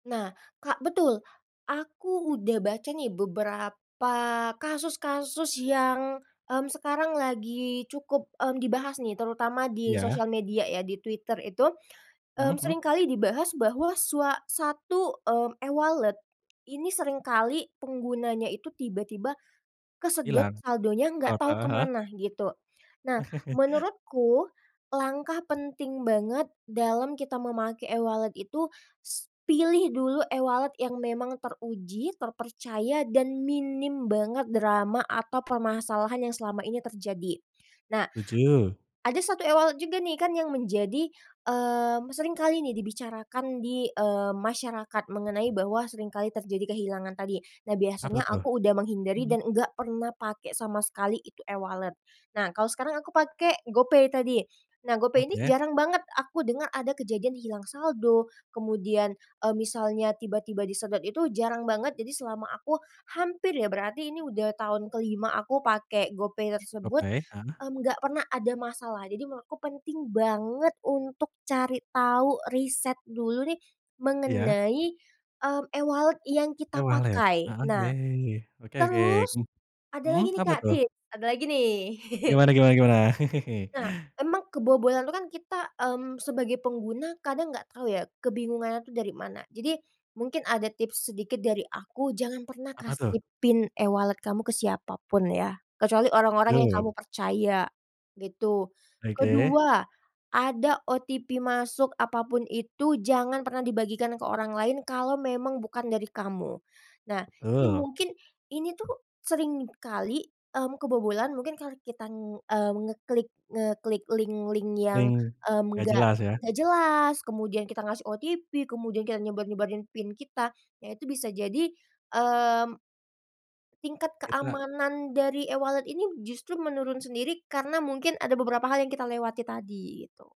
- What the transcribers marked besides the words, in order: other background noise; in English: "e-wallet"; tapping; chuckle; in English: "e-wallet"; in English: "e-wallet"; in English: "e-wallet"; in English: "e-wallet"; in English: "E-wallet"; in English: "e-wallet"; whoop; chuckle; in English: "e-wallet"; in English: "OTP"; in English: "link-link"; in English: "Link"; in English: "OTP"; in English: "e-wallet"
- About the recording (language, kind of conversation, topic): Indonesian, podcast, Apa pendapatmu soal dompet digital dibandingkan uang tunai?